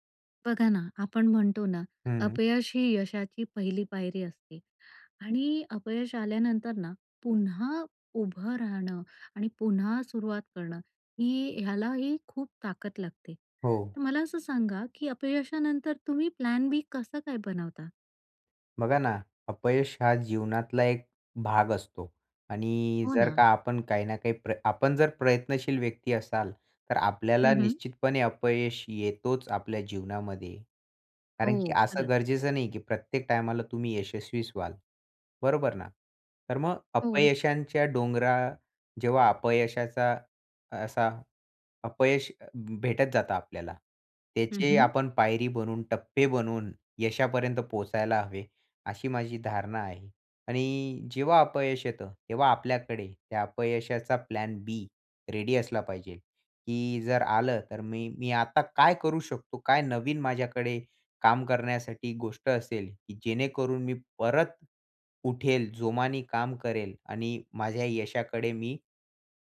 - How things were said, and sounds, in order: tapping; in English: "प्लॅन बी"; in English: "प्लॅन बी रेडी"
- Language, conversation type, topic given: Marathi, podcast, अपयशानंतर पर्यायी योजना कशी आखतोस?